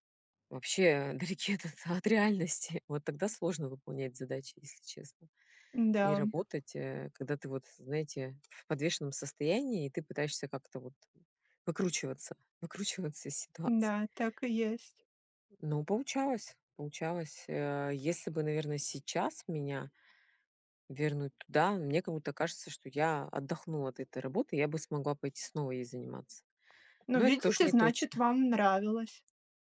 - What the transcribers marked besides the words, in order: laughing while speaking: "далеки от от реальности"; background speech; other background noise; tapping
- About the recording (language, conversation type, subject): Russian, unstructured, Как вы выбираете между высокой зарплатой и интересной работой?